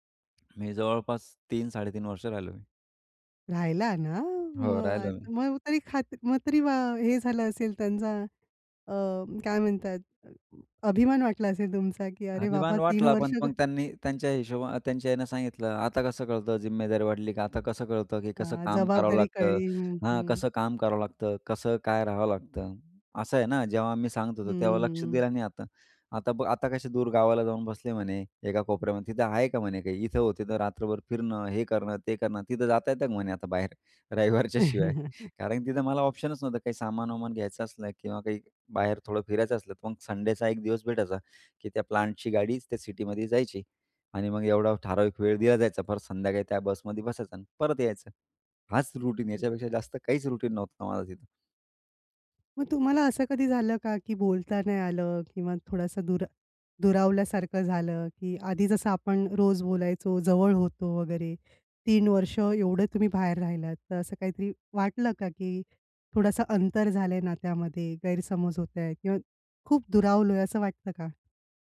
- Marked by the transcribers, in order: other background noise; tapping; laughing while speaking: "रविवारच्या शिवाय?"; laugh; in English: "रुटीन"; in English: "रुटीन"
- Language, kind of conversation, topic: Marathi, podcast, लांब राहूनही कुटुंबाशी प्रेम जपण्यासाठी काय कराल?